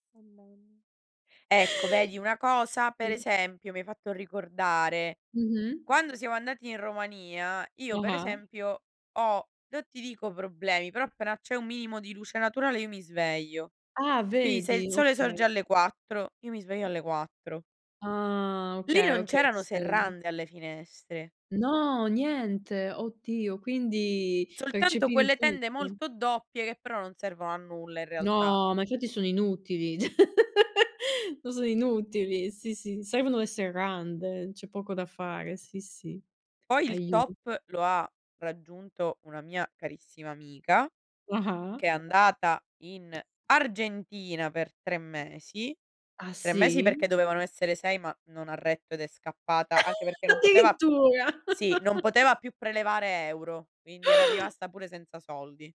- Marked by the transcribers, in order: chuckle; "Quindi" said as "Quini"; "Oddio" said as "Ottio"; "chiodi" said as "chioti"; laugh; tapping; chuckle; laughing while speaking: "Addirittura!"; chuckle; chuckle
- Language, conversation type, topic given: Italian, unstructured, Qual è la cosa più disgustosa che hai visto in un alloggio?